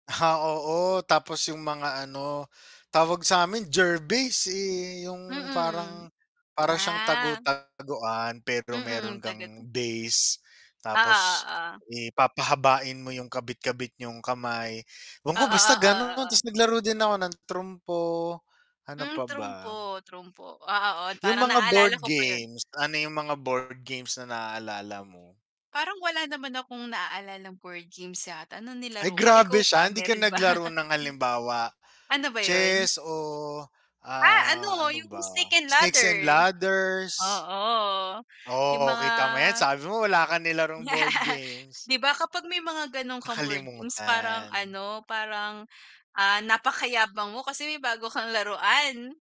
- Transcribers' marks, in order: static; tapping; distorted speech; other background noise; mechanical hum; laughing while speaking: "ba?"; laugh
- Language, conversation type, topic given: Filipino, unstructured, Ano ang kuwento ng pinakamasaya mong bakasyon noong kabataan mo?